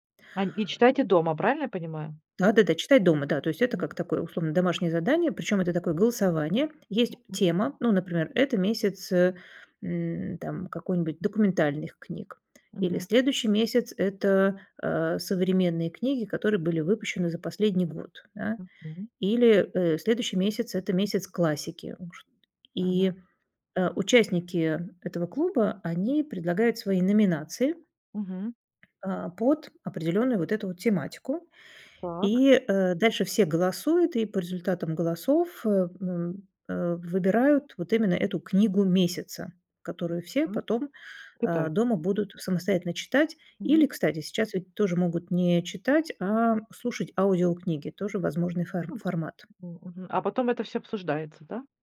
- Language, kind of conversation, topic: Russian, podcast, Как понять, что ты наконец нашёл своё сообщество?
- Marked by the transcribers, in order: other noise; tapping